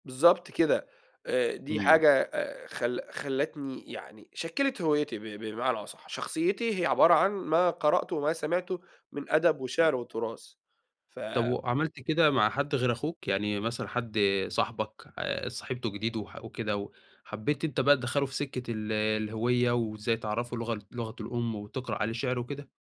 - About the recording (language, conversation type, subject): Arabic, podcast, إيه دور لغتك الأم في إنك تفضل محافظ على هويتك؟
- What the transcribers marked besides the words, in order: tapping